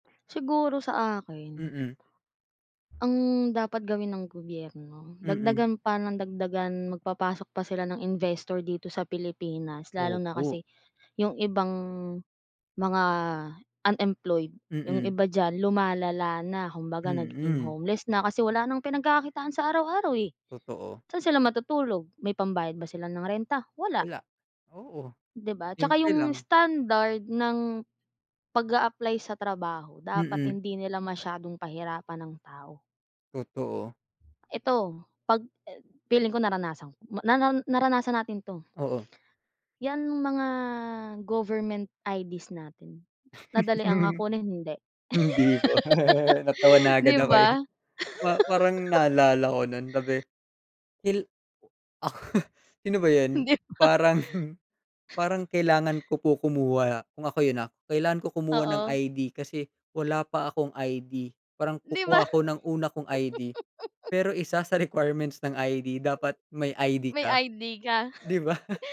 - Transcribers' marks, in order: laugh; laugh; laugh; laugh
- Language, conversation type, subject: Filipino, unstructured, Paano nakaapekto ang politika sa buhay ng mga mahihirap?